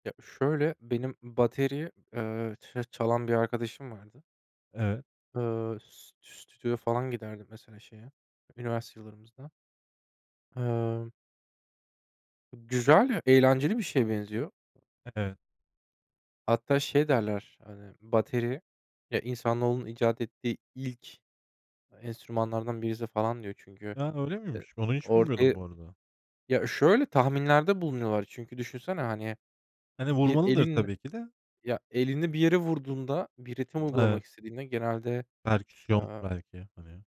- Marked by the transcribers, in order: other background noise; tapping; other noise
- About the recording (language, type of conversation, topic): Turkish, unstructured, Bir günlüğüne herhangi bir enstrümanı çalabilseydiniz, hangi enstrümanı seçerdiniz?
- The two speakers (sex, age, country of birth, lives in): male, 25-29, Germany, Germany; male, 35-39, Turkey, Germany